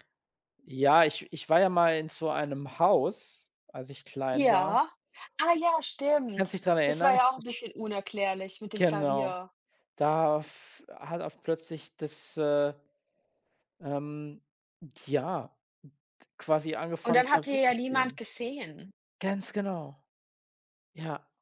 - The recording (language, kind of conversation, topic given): German, unstructured, Hast du schon einmal etwas Unerklärliches am Himmel gesehen?
- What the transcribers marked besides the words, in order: none